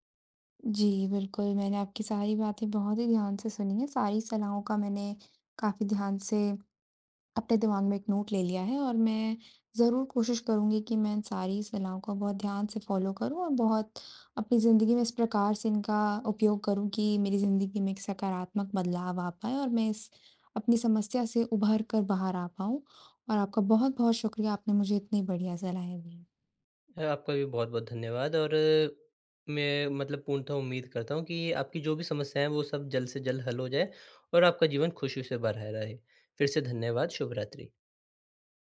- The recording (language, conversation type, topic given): Hindi, advice, मैं सामाजिक दबाव और अकेले समय के बीच संतुलन कैसे बनाऊँ, जब दोस्त बुलाते हैं?
- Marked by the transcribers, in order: in English: "नोट"; in English: "फ़ॉलो"